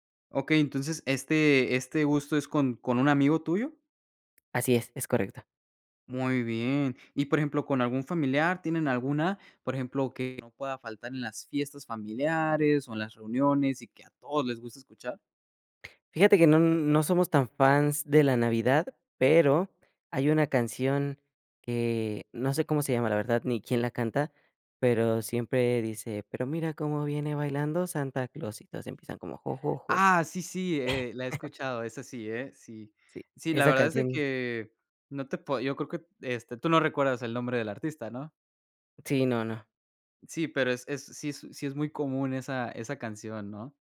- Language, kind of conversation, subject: Spanish, podcast, ¿Qué canción te pone de buen humor al instante?
- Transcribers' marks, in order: singing: "Pero mira cómo viene bailando Santa Claus"; chuckle